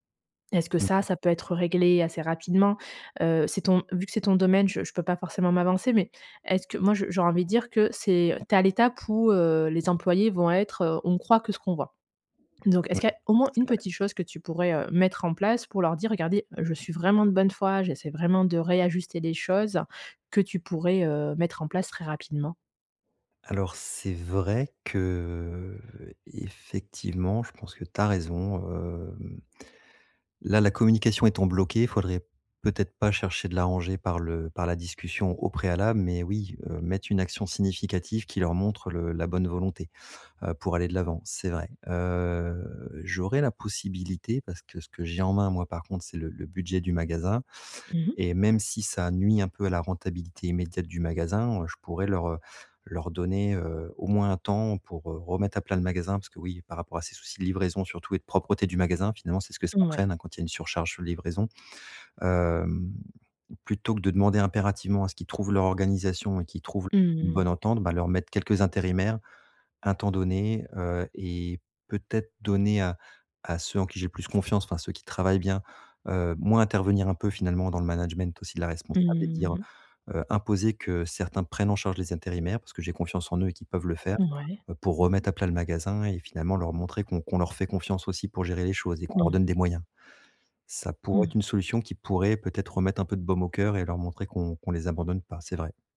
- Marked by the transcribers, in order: drawn out: "hem"; drawn out: "Heu"; "sur" said as "chu"; drawn out: "Mmh mh"; tapping; other background noise
- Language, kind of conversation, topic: French, advice, Comment regagner la confiance de mon équipe après une erreur professionnelle ?
- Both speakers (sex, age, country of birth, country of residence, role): female, 35-39, France, Germany, advisor; male, 40-44, France, France, user